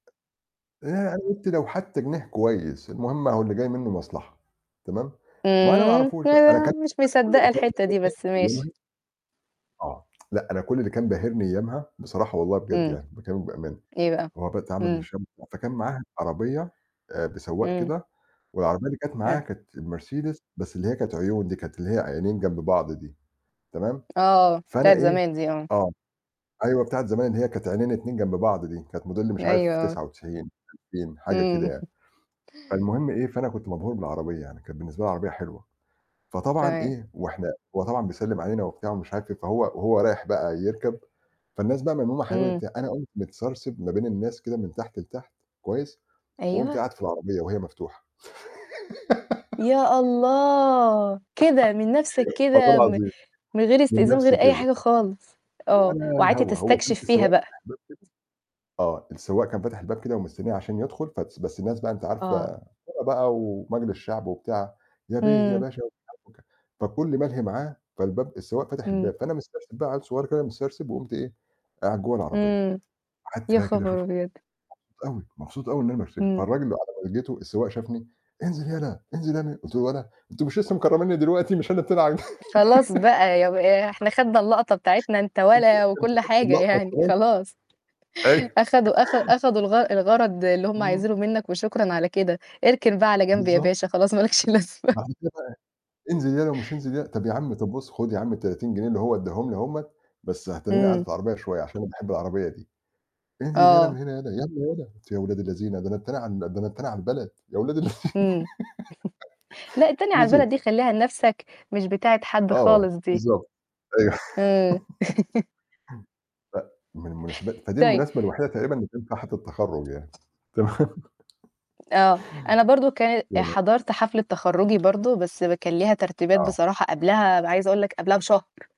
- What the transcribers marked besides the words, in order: static; tapping; tsk; unintelligible speech; chuckle; laugh; "بس" said as "فس"; unintelligible speech; unintelligible speech; unintelligible speech; laughing while speaking: "أنتم مش لسه مكرمني دلوقتي مش أنا التاني ع"; laugh; chuckle; laughing while speaking: "خلاص مالكش لازمة"; unintelligible speech; chuckle; laughing while speaking: "يا أولاد اللذينة"; laugh; laugh; chuckle; other background noise; laughing while speaking: "تمام؟"; chuckle; unintelligible speech
- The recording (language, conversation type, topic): Arabic, unstructured, إزاي بتتعامل مع القلق قبل المناسبات المهمة؟